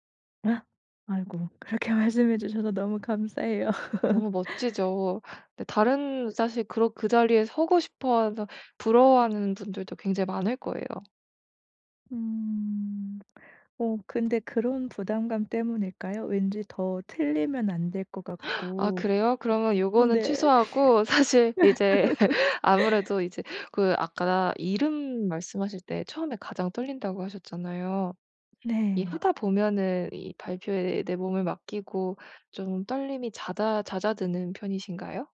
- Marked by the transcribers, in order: tapping; laugh; gasp; laughing while speaking: "사실"; laugh
- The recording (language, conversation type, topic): Korean, advice, 발표할 때 긴장을 어떻게 줄일 수 있을까요?